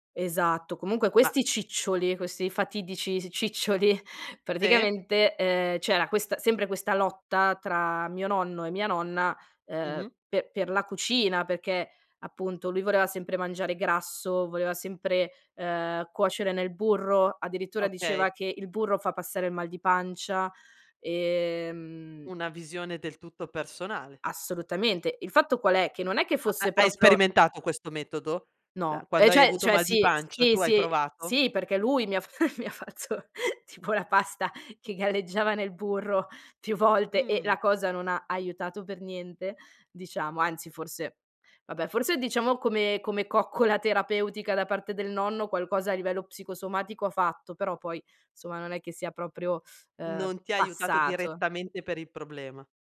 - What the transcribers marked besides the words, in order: tapping; unintelligible speech; "cioè-" said as "ceh"; "cioè" said as "ceh"; other background noise; laughing while speaking: "mi ha fatto tipo la pasta che galleggiava nel burro"
- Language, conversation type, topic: Italian, podcast, Ci parli di un alimento che racconta la storia della tua famiglia?